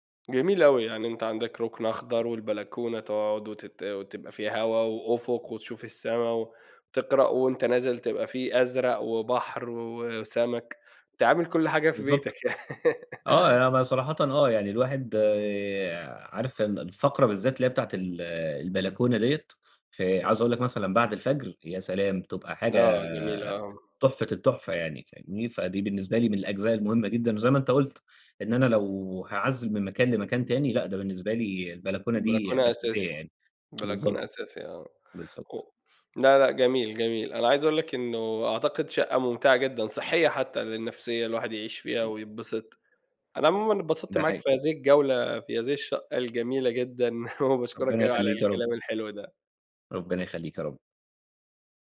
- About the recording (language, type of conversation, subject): Arabic, podcast, إزاي تستغل المساحات الضيّقة في البيت؟
- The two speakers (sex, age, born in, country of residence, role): male, 30-34, Egypt, Egypt, guest; male, 30-34, Saudi Arabia, Egypt, host
- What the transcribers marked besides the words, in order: tapping; laughing while speaking: "يعني"; laugh; tsk; chuckle